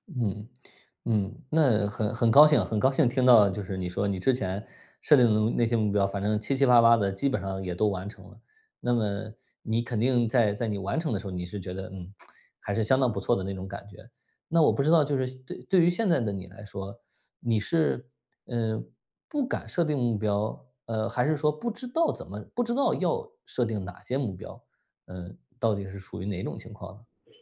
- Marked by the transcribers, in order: tsk; other background noise
- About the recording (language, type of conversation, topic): Chinese, advice, 我该如何确定一个既有意义又符合我的核心价值观的目标？